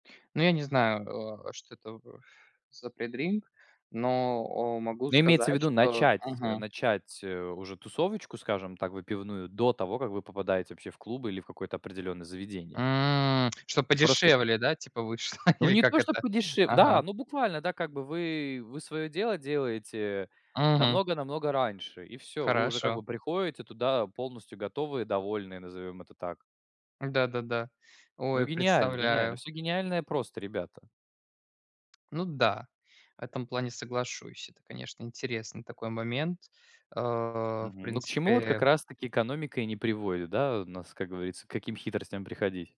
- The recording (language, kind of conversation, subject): Russian, unstructured, Почему в кафе и барах так сильно завышают цены на напитки?
- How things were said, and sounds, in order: in English: "предринк"; drawn out: "М"; tapping; laughing while speaking: "Или как это?"; other background noise